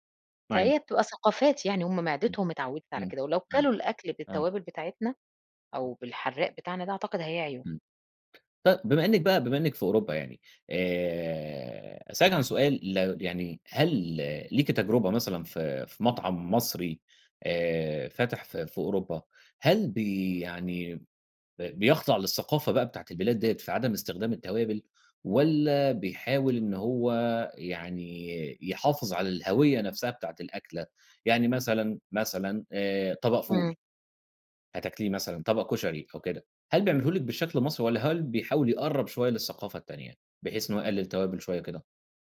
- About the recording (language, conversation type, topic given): Arabic, podcast, إيه أكتر توابل بتغيّر طعم أي أكلة وبتخلّيها أحلى؟
- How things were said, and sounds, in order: tapping